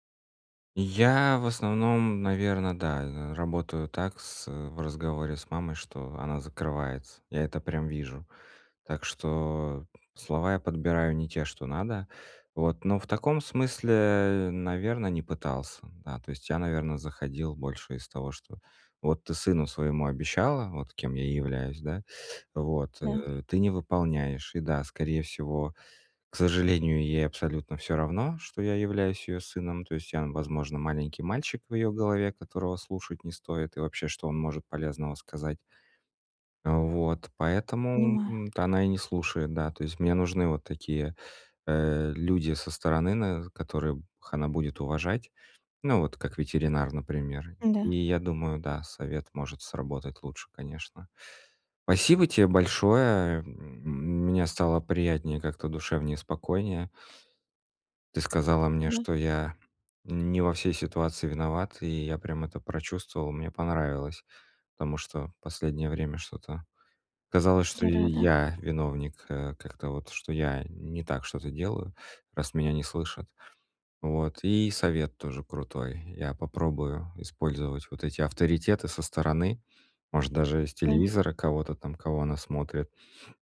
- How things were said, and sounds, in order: tapping; other background noise
- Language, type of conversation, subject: Russian, advice, Как вести разговор, чтобы не накалять эмоции?